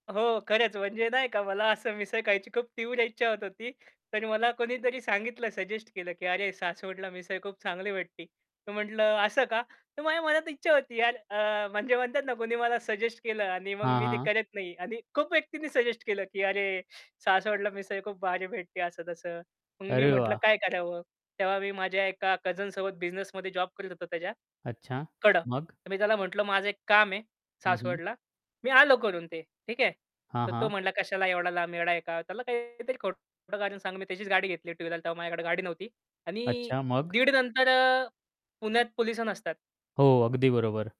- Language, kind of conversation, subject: Marathi, podcast, तुम्हाला रस्त्यावरची कोणती खाण्याची गोष्ट सर्वात जास्त आवडते?
- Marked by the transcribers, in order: laughing while speaking: "हो, खरंच म्हणजे नाही का … सांगितलं, सजेस्ट केलं"; distorted speech; anticipating: "तर माझ्या मनात इच्छा होती यार"; other background noise; static